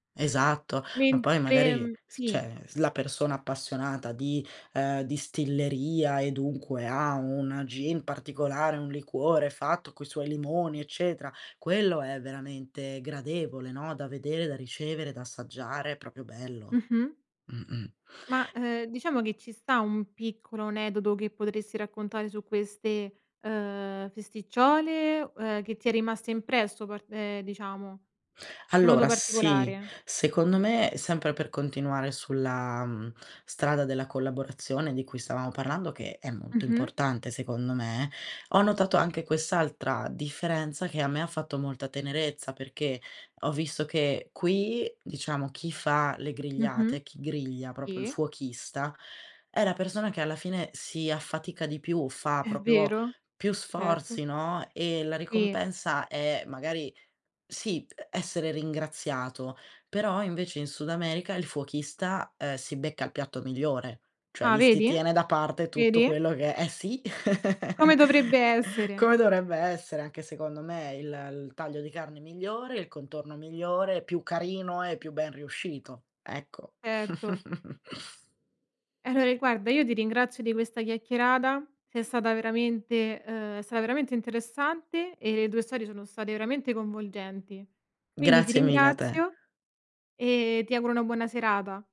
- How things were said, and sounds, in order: "cioè" said as "ceh"; "proprio" said as "propio"; "aneddoto" said as "onedoto"; tapping; "proprio" said as "propio"; "proprio" said as "propio"; chuckle; chuckle; "Allora" said as "alore"; "coinvolgenti" said as "convolgenti"
- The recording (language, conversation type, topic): Italian, podcast, Che cosa rende speciale per te una cena di quartiere?